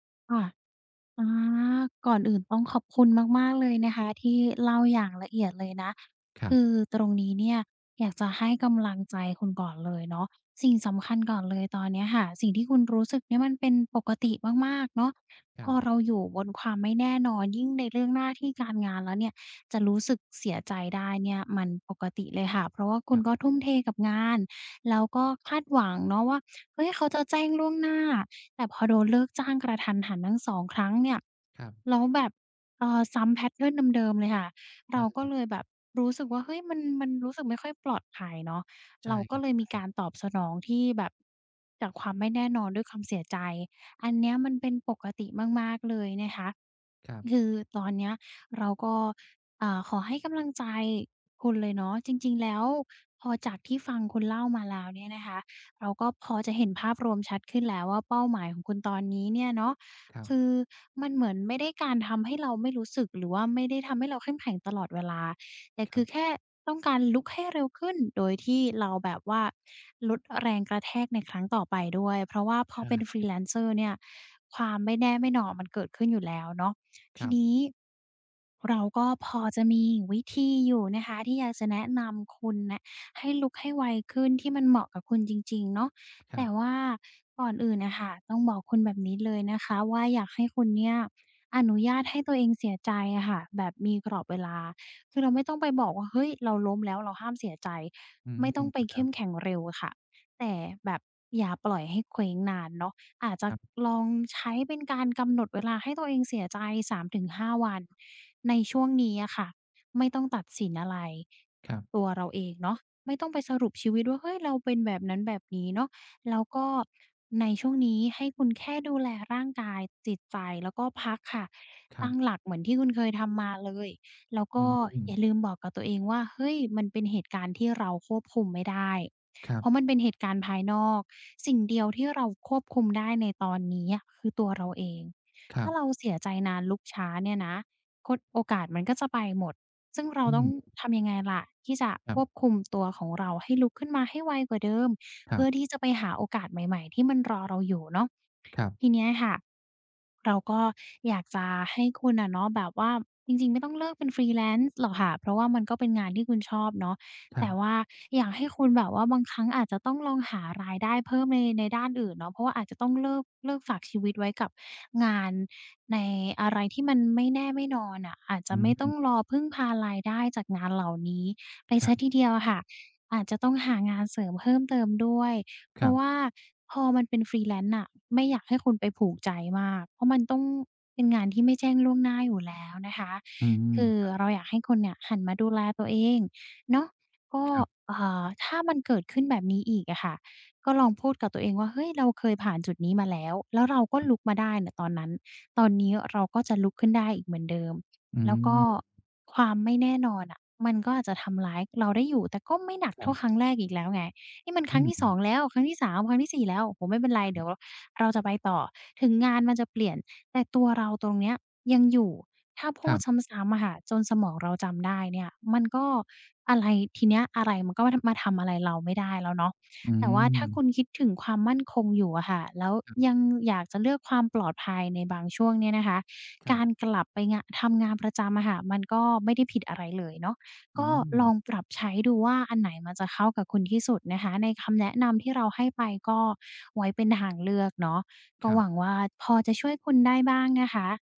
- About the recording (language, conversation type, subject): Thai, advice, คุณจะปรับตัวอย่างไรเมื่อมีการเปลี่ยนแปลงเกิดขึ้นบ่อย ๆ?
- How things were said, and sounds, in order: other background noise; in English: "แพตเทิร์น"; tapping; in English: "freelancer"; in English: "freelance"; in English: "freelance"